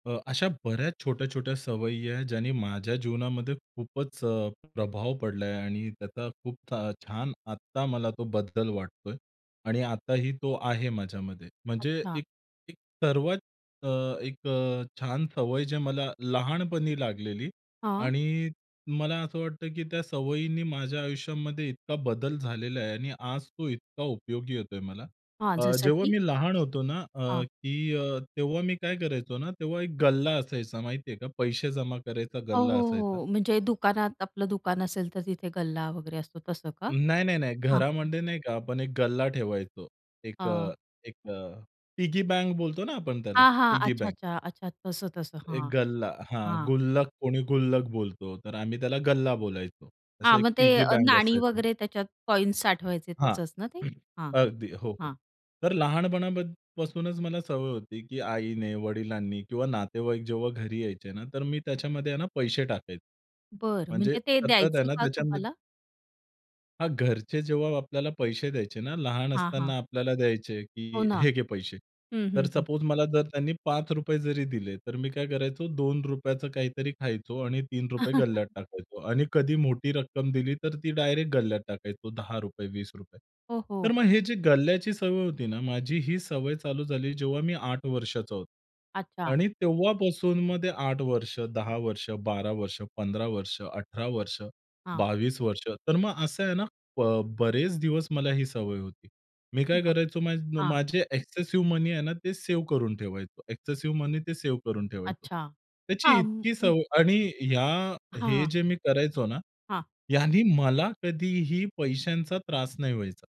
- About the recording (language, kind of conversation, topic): Marathi, podcast, छोट्या सवयींनी मोठा बदल करण्याचा तुमचा अनुभव काय आहे?
- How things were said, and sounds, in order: tapping; in English: "पिगी बँक"; in English: "पिगी बँक"; in English: "पिगी बँक"; other background noise; throat clearing; in English: "सपोज"; chuckle; unintelligible speech; in English: "एक्सेसिव्ह"; in English: "एक्सेसिव्ह"; other noise